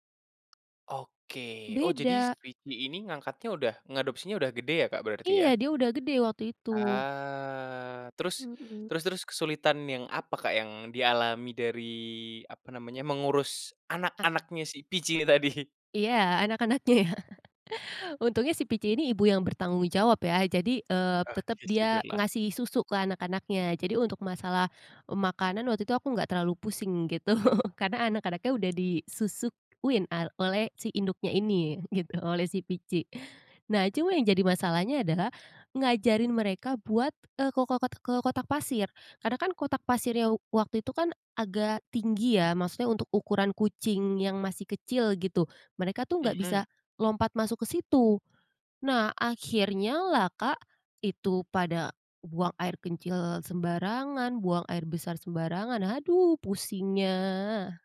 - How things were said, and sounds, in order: tapping; drawn out: "Ah"; laughing while speaking: "ini tadi?"; laughing while speaking: "anak-anaknya ya"; chuckle; laughing while speaking: "gitu"; "disusuin" said as "disusukwin"; laughing while speaking: "ini, gitu"; "kecil" said as "kencil"
- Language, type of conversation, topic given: Indonesian, podcast, Apa kenangan terbaikmu saat memelihara hewan peliharaan pertamamu?